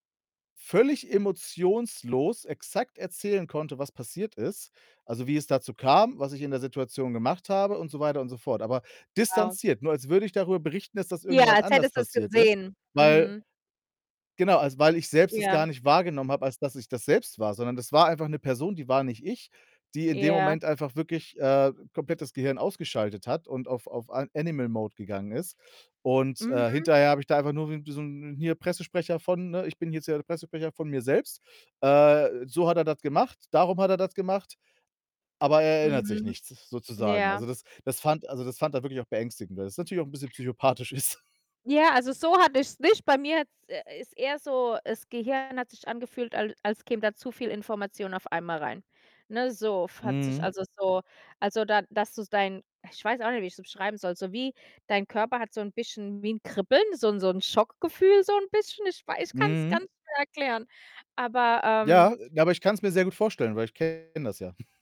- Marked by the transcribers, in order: tapping; in English: "Animal Mode"; other background noise; distorted speech; laughing while speaking: "psychopathisch ist"; snort
- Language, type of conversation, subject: German, unstructured, Hast du Angst, abgelehnt zu werden, wenn du ehrlich bist?